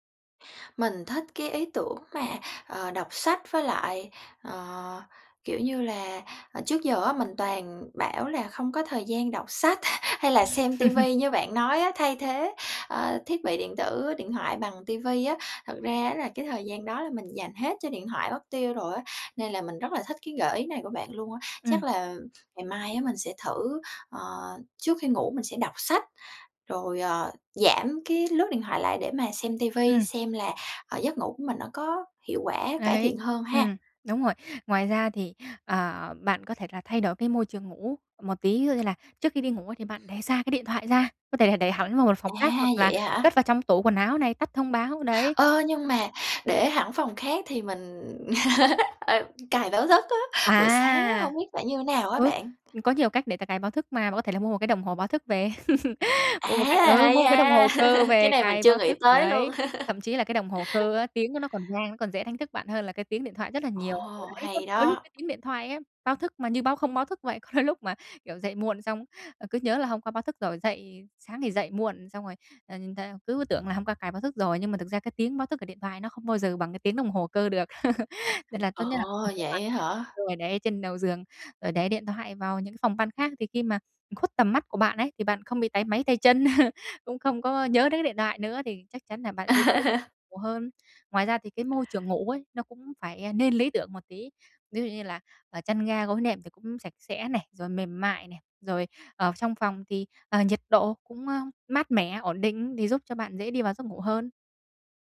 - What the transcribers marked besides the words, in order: tapping; laugh; laugh; other background noise; laugh; laugh; laugh; laugh; unintelligible speech; laughing while speaking: "Có"; laugh; unintelligible speech; laugh
- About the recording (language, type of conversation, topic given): Vietnamese, advice, Làm thế nào để giảm thời gian dùng điện thoại vào buổi tối để ngủ ngon hơn?